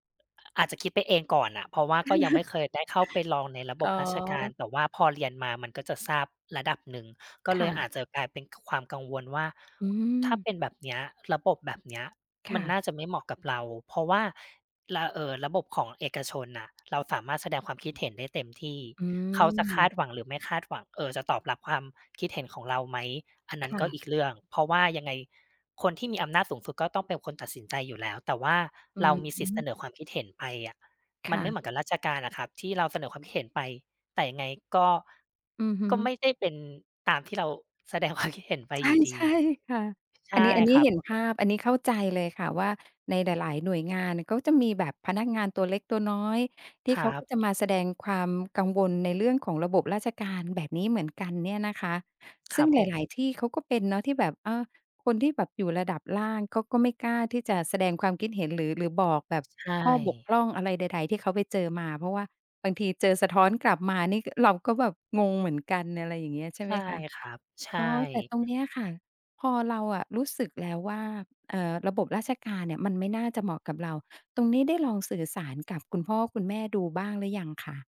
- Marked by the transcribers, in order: chuckle; laughing while speaking: "ความ"; laughing while speaking: "ใช่"; unintelligible speech
- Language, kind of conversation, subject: Thai, advice, พ่อแม่คาดหวังให้คุณเลือกเรียนต่อหรือทำงานแบบไหน และความคาดหวังนั้นส่งผลต่อคุณอย่างไร?